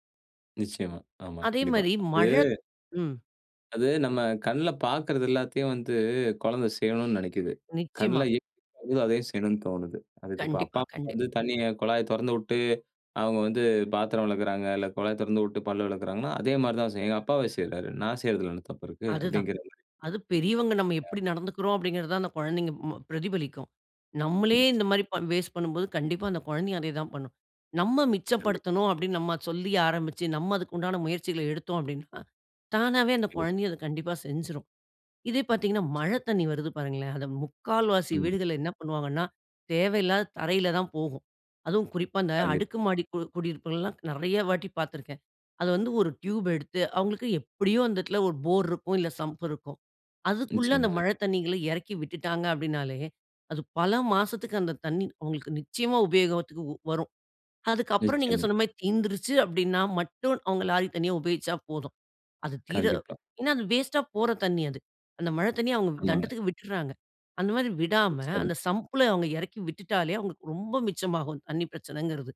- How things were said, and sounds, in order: other background noise
- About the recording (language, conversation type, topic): Tamil, podcast, நாம் எல்லோரும் நீரை எப்படி மிச்சப்படுத்தலாம்?